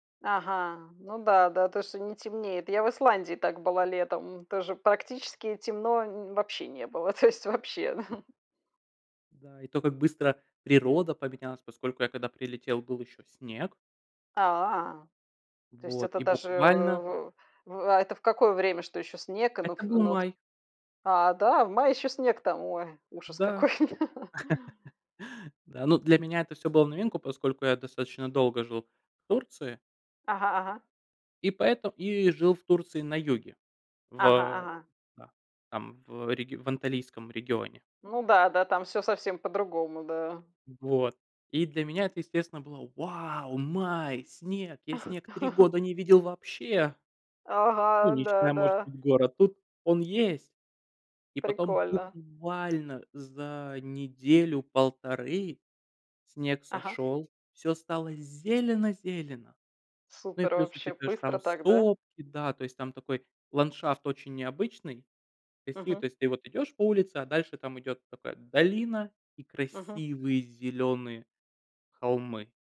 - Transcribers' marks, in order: laughing while speaking: "то есть вообще"; laugh; tapping; laugh; joyful: "вау, май, снег! Я снег три года не видел вообще!"; chuckle; unintelligible speech
- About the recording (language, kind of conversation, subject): Russian, unstructured, Что тебе больше всего нравится в твоём увлечении?